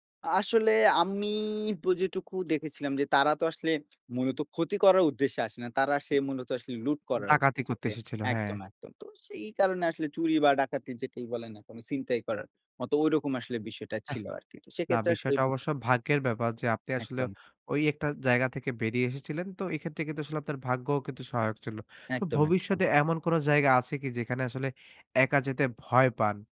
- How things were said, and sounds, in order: tapping; unintelligible speech
- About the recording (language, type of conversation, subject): Bengali, podcast, একলা ভ্রমণে সবচেয়ে বড় ভয়কে তুমি কীভাবে মোকাবিলা করো?
- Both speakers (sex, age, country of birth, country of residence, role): male, 20-24, Bangladesh, Bangladesh, guest; male, 25-29, Bangladesh, Bangladesh, host